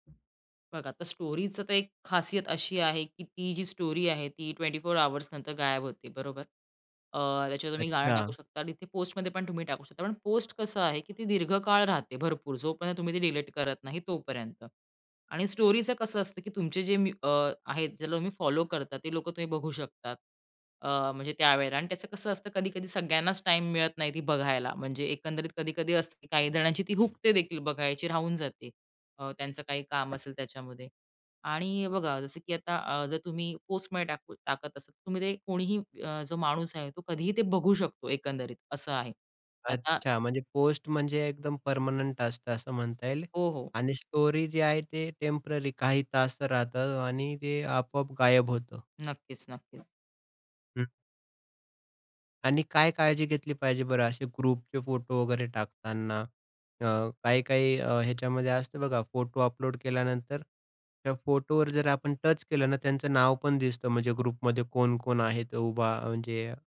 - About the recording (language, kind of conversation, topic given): Marathi, podcast, इतरांचे फोटो शेअर करण्यापूर्वी परवानगी कशी विचारता?
- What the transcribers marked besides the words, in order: other background noise; in English: "स्टोरीचा"; in English: "स्टोरी"; in English: "ट्वेंटी फोर अवर्स"; in English: "स्टोरीचं"; in English: "फॉलो"; in English: "पर्मनंट"; in English: "स्टोरी"; in English: "टेम्पररी"; tapping; in English: "ग्रुपचे"; in English: "ग्रुपमध्ये"